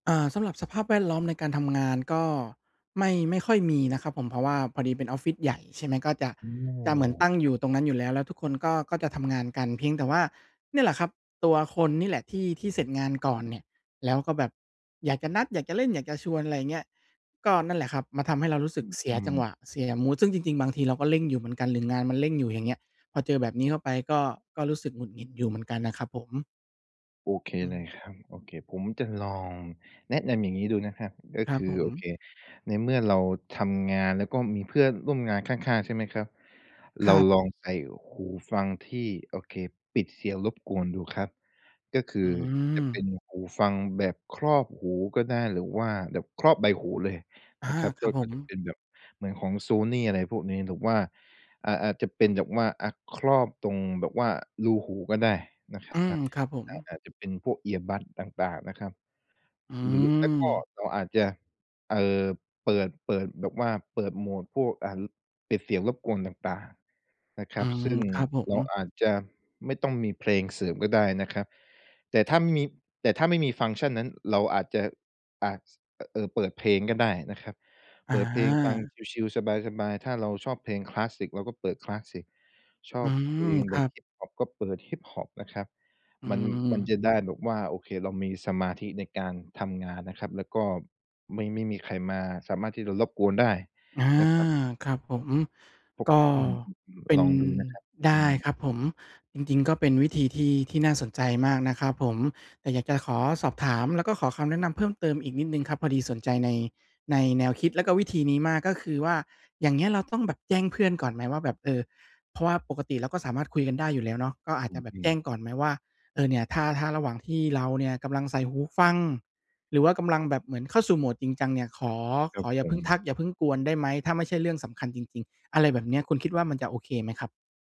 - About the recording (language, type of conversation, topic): Thai, advice, จะทำอย่างไรให้มีสมาธิกับงานสร้างสรรค์เมื่อถูกรบกวนบ่อยๆ?
- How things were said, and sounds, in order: in English: "earbud"; tapping